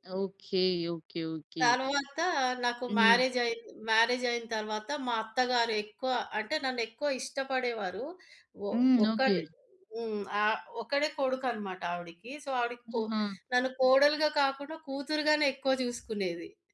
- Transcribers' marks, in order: other background noise; in English: "సో"; tapping
- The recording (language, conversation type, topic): Telugu, podcast, మీ కుటుంబ వంటశైలి మీ జీవితాన్ని ఏ విధంగా ప్రభావితం చేసిందో చెప్పగలరా?